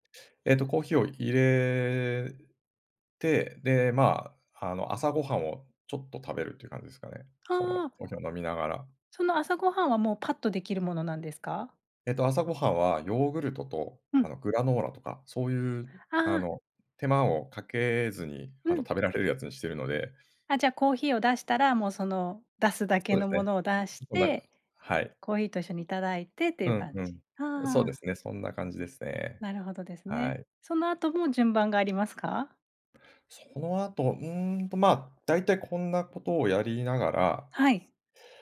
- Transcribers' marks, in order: laughing while speaking: "食べられるやつ"
- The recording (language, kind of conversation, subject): Japanese, podcast, 朝の身だしなみルーティンでは、どんなことをしていますか？